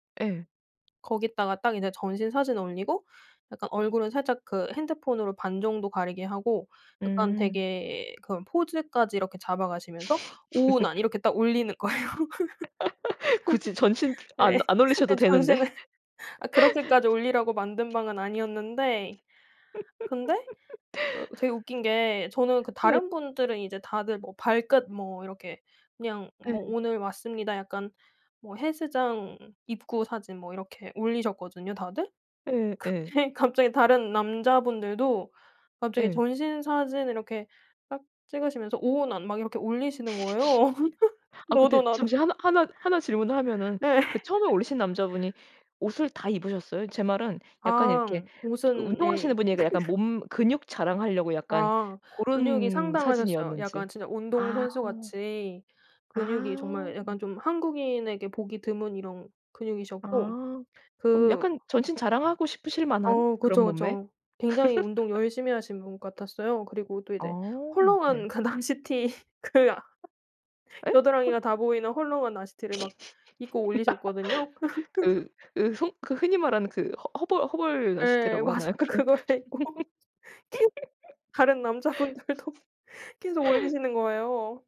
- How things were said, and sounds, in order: tapping; laugh; other background noise; laugh; laughing while speaking: "거예요. 예. 예 전신을"; laugh; laugh; laughing while speaking: "근데"; laugh; laughing while speaking: "나도. 네"; laughing while speaking: "그러니까"; laugh; laughing while speaking: "그 나시티 그 아"; unintelligible speech; laugh; laughing while speaking: "그 그래서"; laughing while speaking: "맞아요. 그거를 입고"; laughing while speaking: "남자분들도"; laugh
- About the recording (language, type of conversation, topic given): Korean, podcast, 온라인에서 만난 사람을 언제쯤 오프라인에서 직접 만나는 것이 좋을까요?